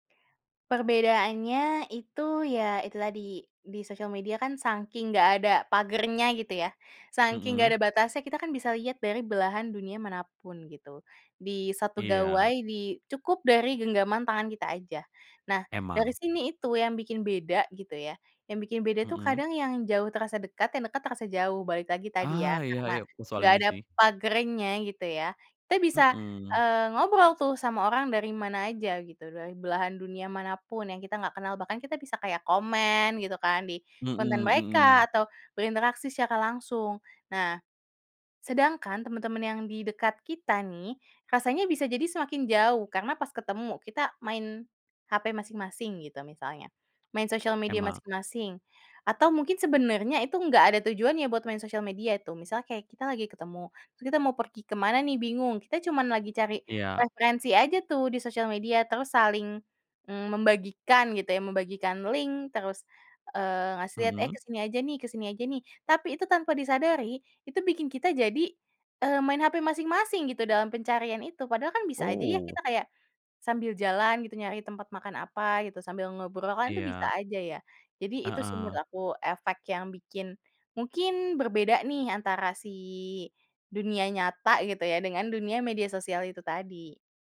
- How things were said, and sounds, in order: in English: "link"
- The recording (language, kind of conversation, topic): Indonesian, podcast, Bagaimana media sosial mengubah cara kita mencari pelarian?